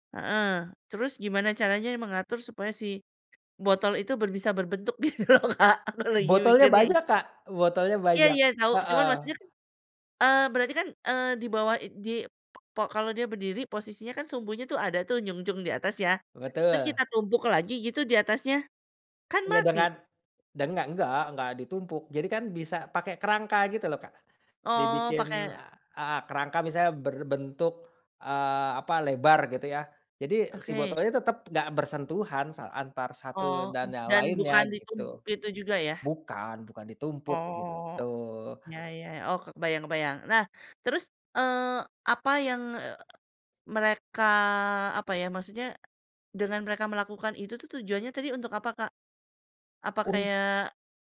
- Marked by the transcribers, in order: other background noise; laughing while speaking: "gitu loh, Kak, aku lagi mikirnya"; tapping; in Sundanese: "nyungcung"
- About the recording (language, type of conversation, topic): Indonesian, podcast, Ceritakan pengalamanmu mengikuti tradisi lokal yang membuatmu penasaran?